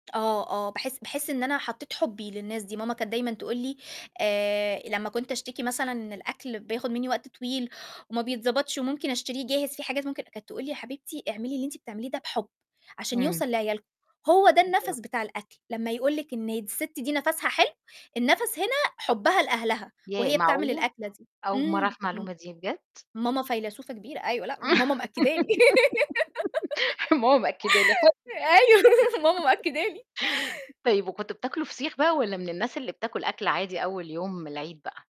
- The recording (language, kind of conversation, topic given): Arabic, podcast, احكيلي عن أكلة من طفولتك: ليه لسه بتحبها لحد النهارده؟
- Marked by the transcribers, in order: giggle; giggle; laughing while speaking: "أيوه ماما مأكدة لي"; unintelligible speech; laugh; chuckle